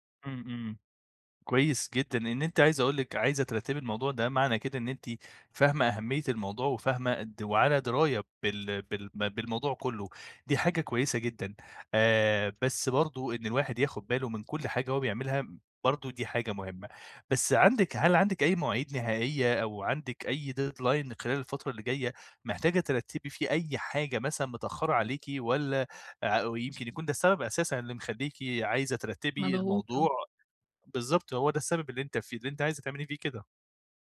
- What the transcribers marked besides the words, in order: in English: "deadline"
- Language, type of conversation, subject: Arabic, advice, إزاي أرتّب مهامي حسب الأهمية والإلحاح؟
- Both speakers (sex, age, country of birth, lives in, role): female, 20-24, Egypt, Egypt, user; male, 25-29, Egypt, Egypt, advisor